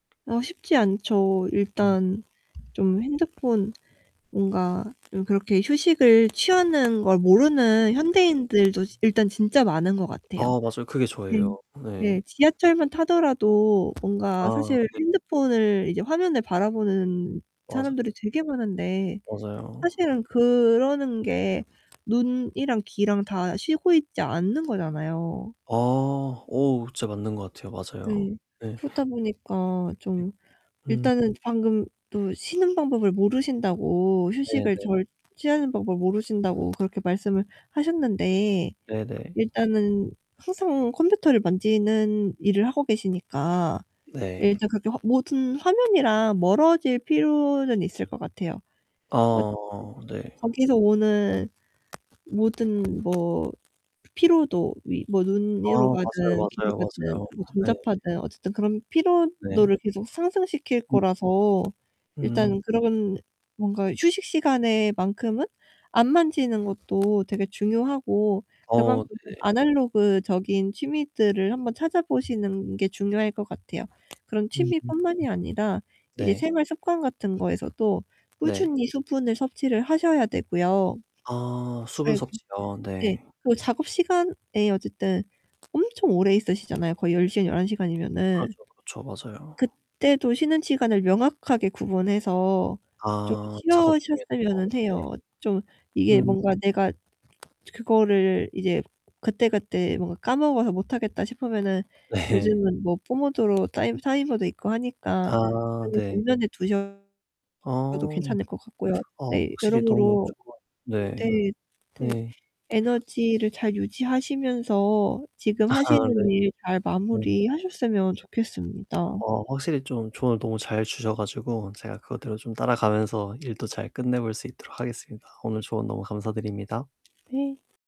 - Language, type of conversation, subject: Korean, advice, 장시간 작업할 때 에너지를 꾸준히 유지하려면 어떻게 해야 하나요?
- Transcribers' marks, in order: distorted speech; tapping; other background noise; static; laughing while speaking: "네"; laughing while speaking: "아"